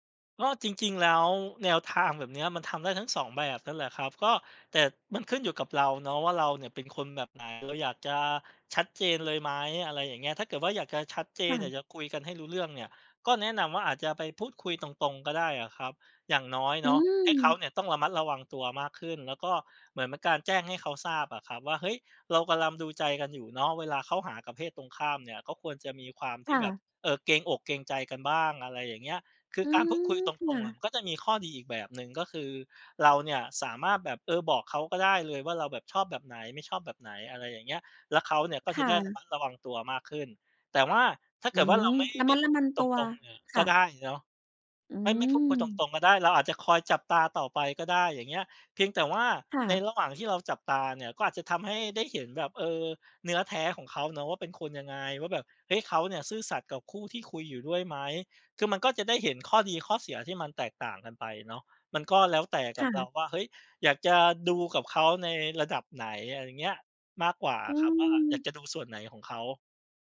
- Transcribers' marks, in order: other background noise; "ระมัดระวัง" said as "ระมัน"
- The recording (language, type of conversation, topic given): Thai, advice, ทำไมคุณถึงสงสัยว่าแฟนกำลังมีความสัมพันธ์ลับหรือกำลังนอกใจคุณ?